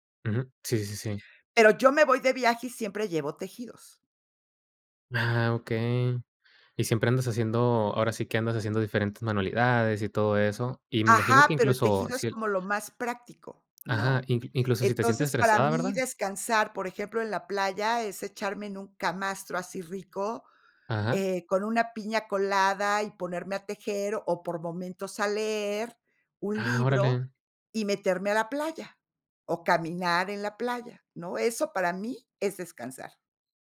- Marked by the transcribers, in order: none
- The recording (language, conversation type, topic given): Spanish, podcast, ¿Cómo te permites descansar sin culpa?